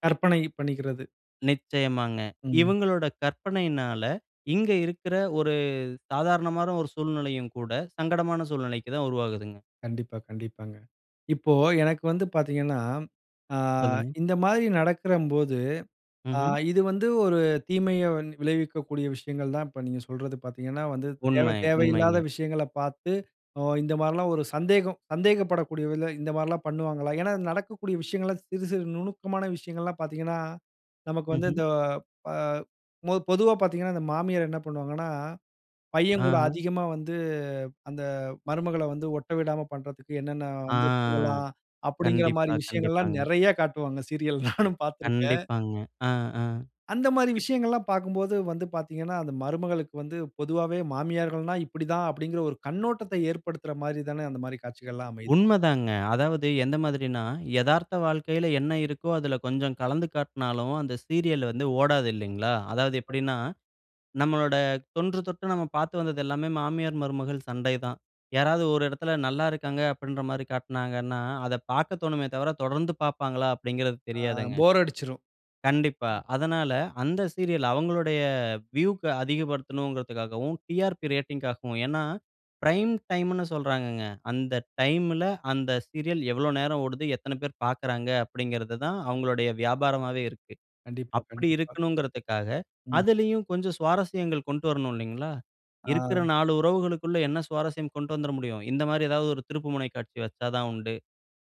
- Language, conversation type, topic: Tamil, podcast, சீரியல் கதைகளில் பெண்கள் எப்படி பிரதிபலிக்கப்படுகிறார்கள் என்று உங்கள் பார்வை என்ன?
- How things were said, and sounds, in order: "நடக்கும்போது" said as "நடக்கிறம்போது"; "விதத்துல" said as "விதல"; laughing while speaking: "சீரியல் நானும் பார்த்திருக்கேன்"; unintelligible speech; other noise; in English: "வியூக்கு"; in English: "பிரைம் டைம்னு"